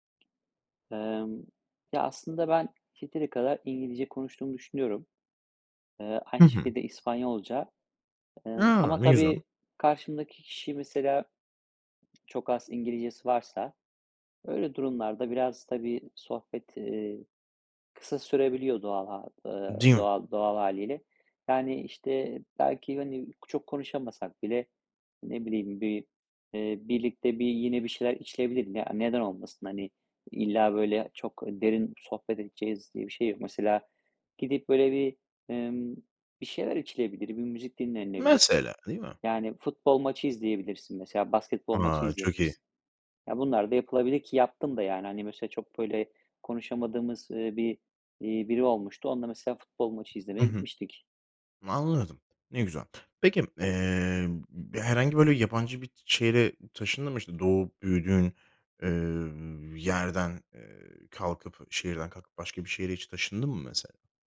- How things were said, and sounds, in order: other background noise; tapping; other noise
- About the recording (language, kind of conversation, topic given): Turkish, podcast, Yabancı bir şehirde yeni bir çevre nasıl kurulur?